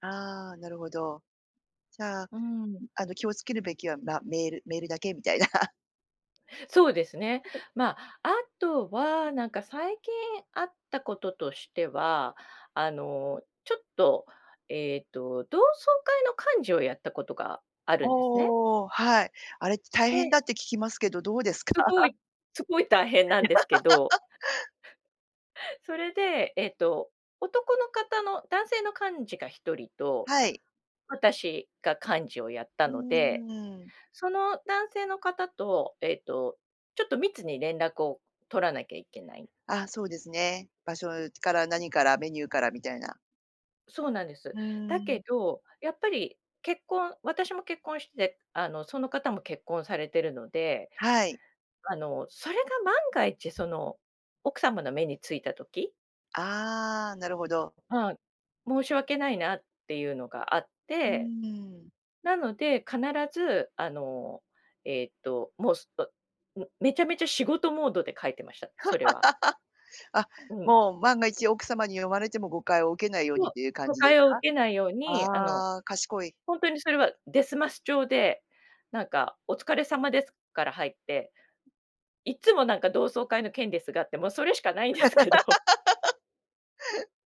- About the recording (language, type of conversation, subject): Japanese, podcast, SNSでの言葉づかいには普段どのくらい気をつけていますか？
- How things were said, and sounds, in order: laughing while speaking: "みたいな"; unintelligible speech; laughing while speaking: "どうですか？"; laugh; unintelligible speech; laugh; laughing while speaking: "ないんですけど"; laugh